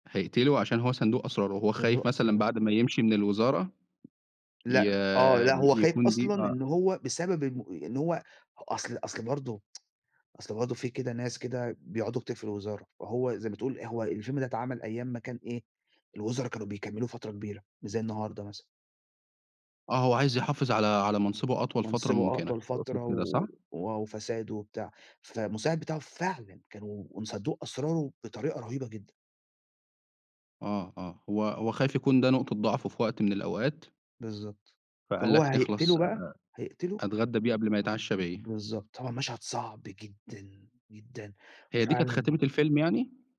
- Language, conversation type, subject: Arabic, podcast, إيه آخر فيلم خلّاك تفكّر بجد، وليه؟
- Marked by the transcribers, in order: tapping; tsk